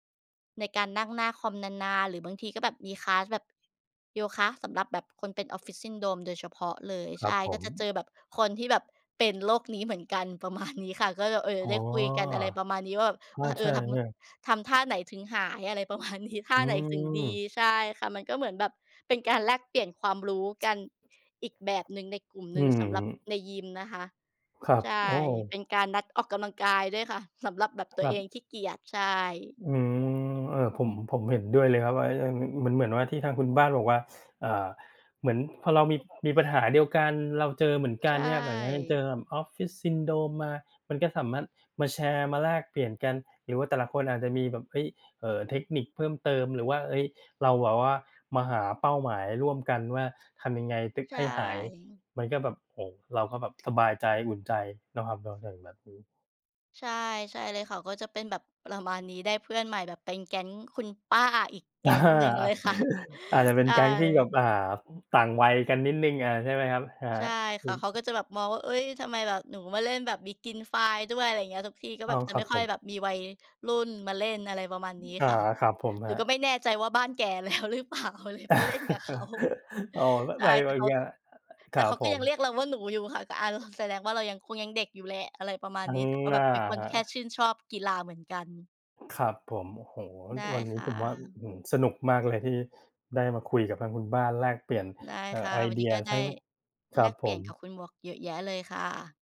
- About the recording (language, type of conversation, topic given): Thai, unstructured, ระหว่างการออกกำลังกายในยิมกับการออกกำลังกายกลางแจ้ง คุณชอบแบบไหนมากกว่ากัน?
- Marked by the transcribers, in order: in English: "คลาส"; other background noise; laughing while speaking: "ประมาณนี้ค่ะ"; laughing while speaking: "ประมาณนี้"; laughing while speaking: "อา"; laughing while speaking: "ค่ะ"; in English: "begin fly"; laughing while speaking: "แล้วหรือเปล่าเลยไปเล่นกับเขา"; chuckle; unintelligible speech; other noise